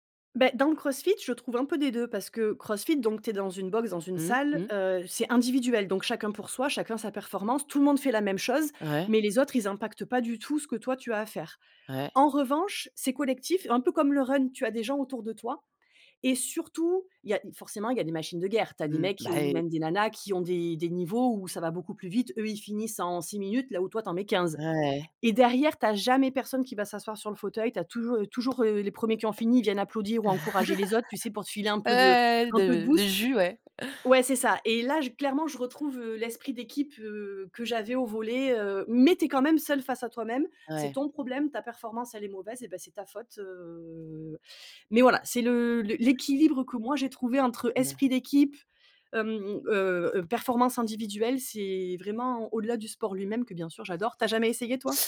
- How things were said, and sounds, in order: laugh; tapping; unintelligible speech
- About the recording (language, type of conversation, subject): French, unstructured, Quel sport te procure le plus de joie quand tu le pratiques ?